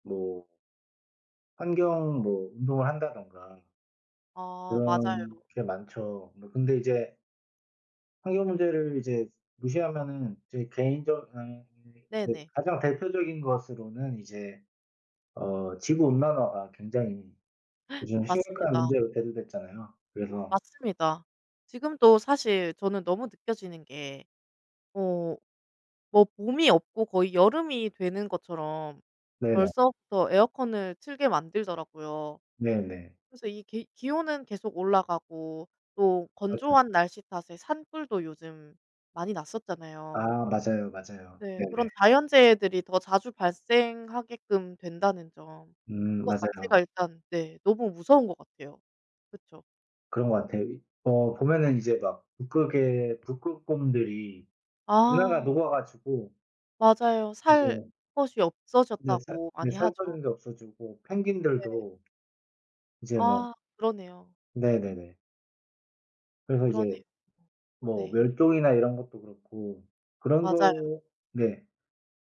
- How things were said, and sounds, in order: unintelligible speech; gasp; other background noise
- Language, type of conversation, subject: Korean, unstructured, 환경 문제를 계속 무시한다면 우리의 미래는 어떻게 될까요?